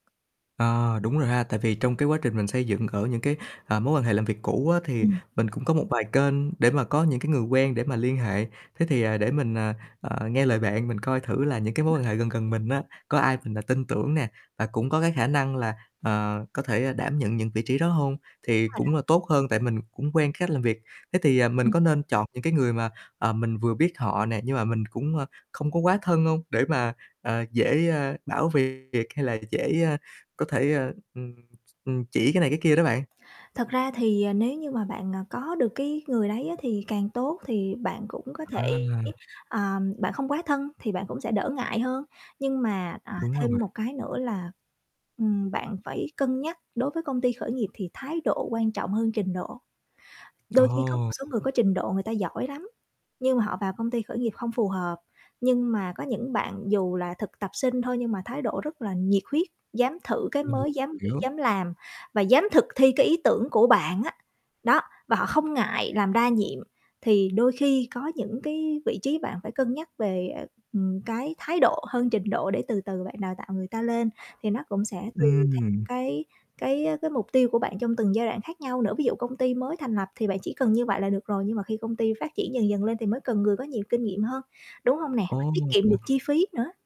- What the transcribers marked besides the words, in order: tapping; other background noise; distorted speech; unintelligible speech; static
- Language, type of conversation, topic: Vietnamese, advice, Bạn đang gặp những khó khăn gì trong việc tuyển dụng và giữ chân nhân viên phù hợp?